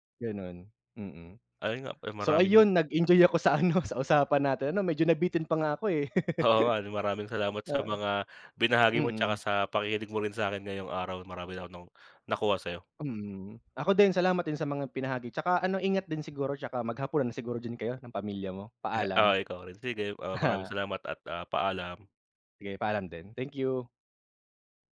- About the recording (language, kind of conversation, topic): Filipino, unstructured, Sa anong mga paraan nakakatulong ang agham sa pagpapabuti ng ating kalusugan?
- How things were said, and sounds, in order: tapping; chuckle